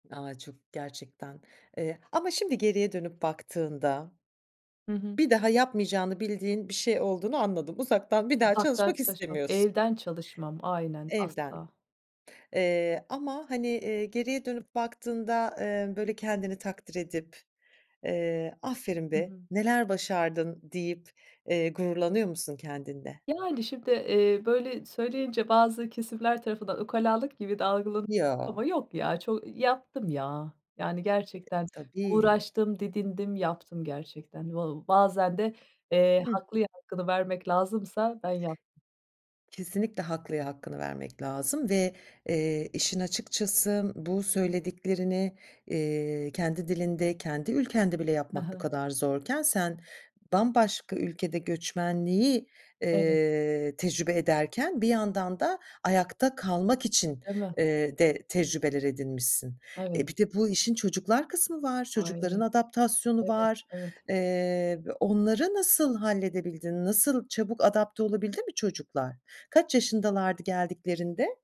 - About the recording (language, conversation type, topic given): Turkish, podcast, Uzaktan çalışmaya nasıl alıştın ve senin için en çok neler işe yaradı?
- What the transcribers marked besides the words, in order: other background noise; tapping